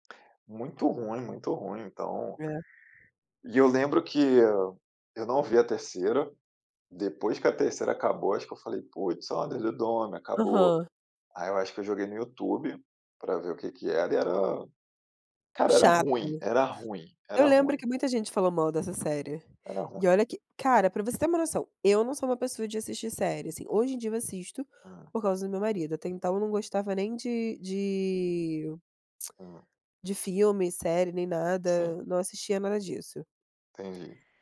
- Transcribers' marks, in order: other background noise; unintelligible speech; lip smack
- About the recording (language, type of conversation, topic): Portuguese, unstructured, Como você decide entre assistir a um filme ou a uma série?
- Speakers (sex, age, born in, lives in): female, 30-34, Brazil, Germany; male, 30-34, Brazil, Germany